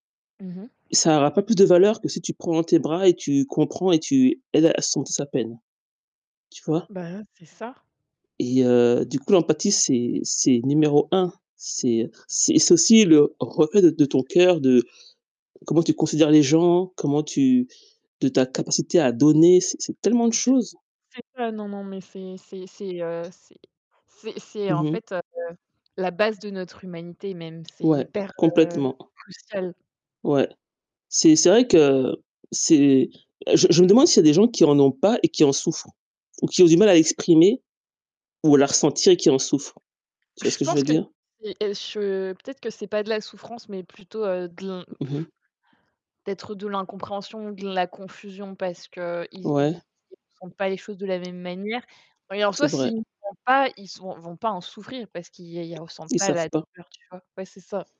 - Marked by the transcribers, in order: static; distorted speech; other background noise; tapping; blowing
- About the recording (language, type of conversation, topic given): French, unstructured, Quels rôles jouent l’empathie et la compassion dans notre développement personnel ?